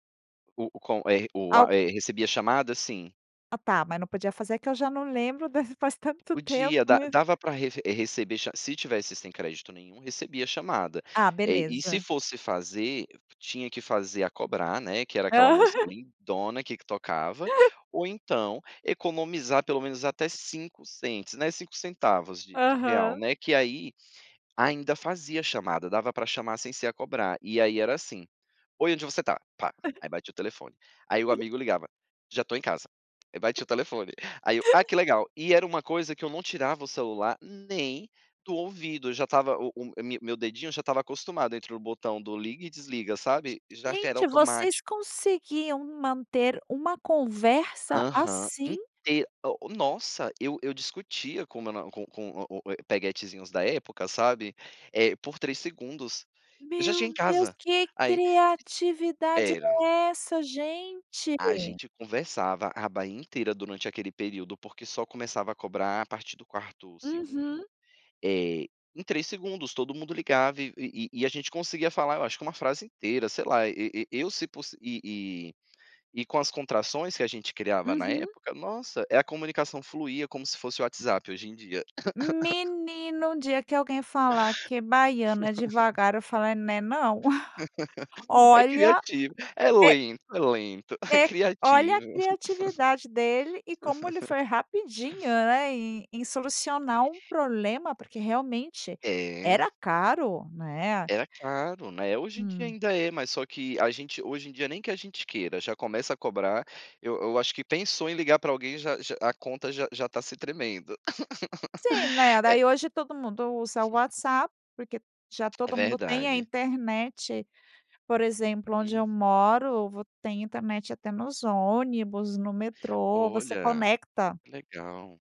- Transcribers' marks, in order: tapping; unintelligible speech; other background noise; giggle; chuckle; chuckle; surprised: "Meu Deus, que criatividade é essa gente?"; laugh; laugh; chuckle; laugh; laugh
- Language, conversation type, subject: Portuguese, podcast, Como você criou uma solução criativa usando tecnologia?